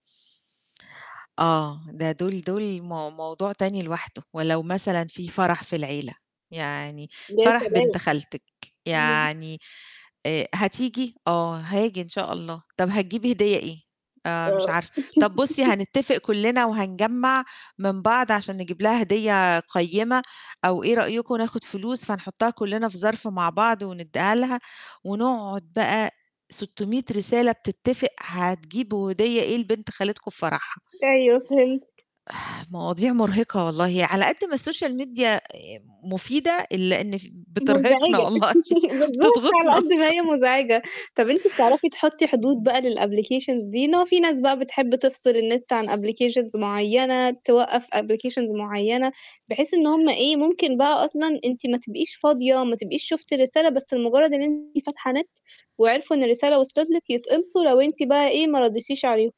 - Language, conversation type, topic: Arabic, podcast, إزاي نقدر نحط حدود واضحة بين الشغل والبيت في زمن التكنولوجيا؟
- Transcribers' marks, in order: distorted speech; laugh; tapping; in English: "الSocial media"; chuckle; laughing while speaking: "بالضبط على قد ما هي مزعجة"; laughing while speaking: "بترهقنا والله بتضغطنا"; chuckle; in English: "للapplications"; static; unintelligible speech; in English: "applications"; in English: "applications"